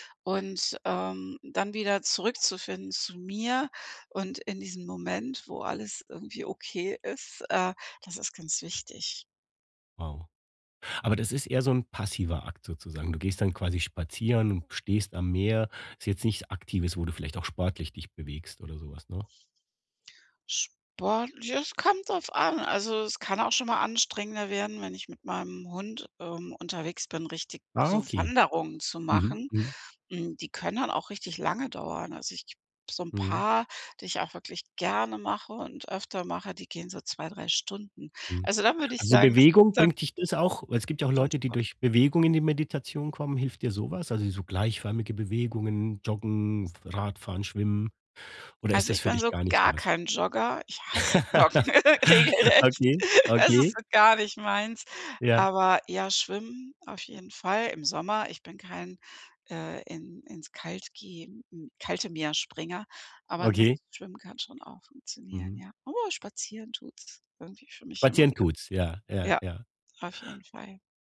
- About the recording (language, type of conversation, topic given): German, podcast, Wie integrierst du Meditation in einen vollen Alltag?
- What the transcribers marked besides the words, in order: laugh; laughing while speaking: "Joggen regelrecht"; tapping